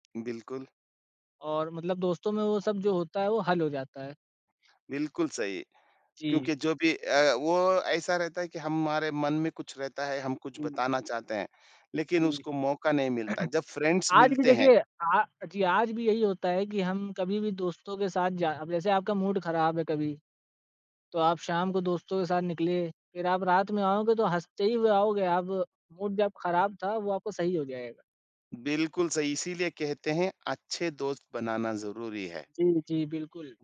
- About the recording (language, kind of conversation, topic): Hindi, unstructured, दोस्तों के साथ बिताया गया आपका सबसे खास दिन कौन सा था?
- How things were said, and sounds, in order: throat clearing; in English: "फ्रेंड्स"; in English: "मूड"; in English: "मूड"